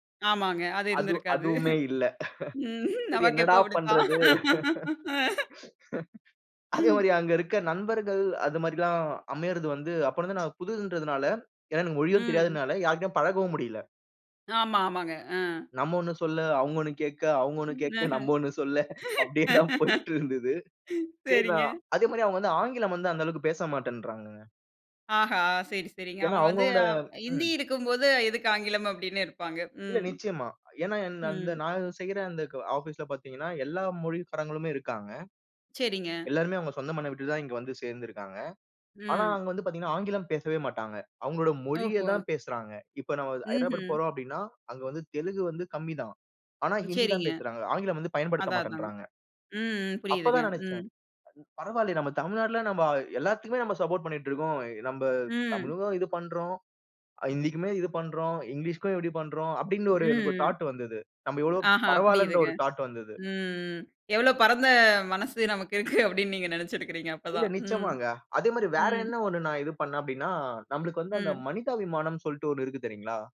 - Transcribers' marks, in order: chuckle; laughing while speaking: "ம். நமக்கெப்போ இப்படித்தான்"; laugh; laugh; other noise; tapping; laugh; laughing while speaking: "அப்டியேதான் போயிட்டுருந்தது"; in English: "ஆபிஸ்ல"; in English: "சப்போர்ட்"; in English: "தாட்டு"; in English: "தாட்டு"; chuckle
- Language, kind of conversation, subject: Tamil, podcast, மண்ணில் காலடி வைத்து நடக்கும்போது உங்கள் மனதில் ஏற்படும் மாற்றத்தை நீங்கள் எப்படி விவரிப்பீர்கள்?